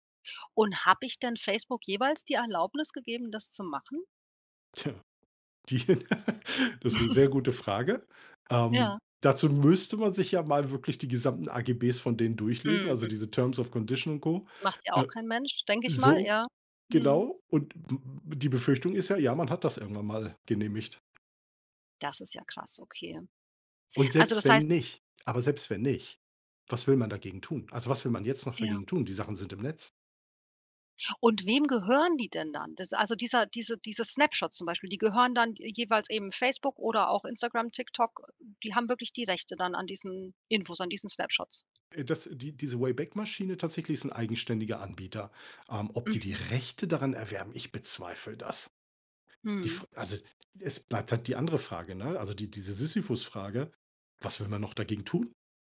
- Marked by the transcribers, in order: laugh; chuckle; "AGBs" said as "AGB"; in English: "terms of Condition"; other background noise; in English: "Snapshot"; in English: "Snapshots"
- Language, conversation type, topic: German, podcast, Was ist dir wichtiger: Datenschutz oder Bequemlichkeit?